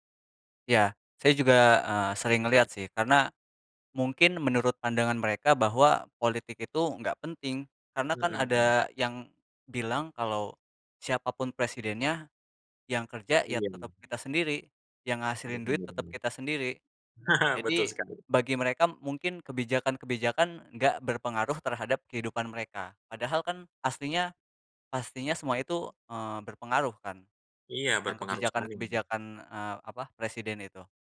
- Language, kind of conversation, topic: Indonesian, unstructured, Bagaimana cara mengajak orang lain agar lebih peduli pada politik?
- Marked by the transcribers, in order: other background noise; chuckle; unintelligible speech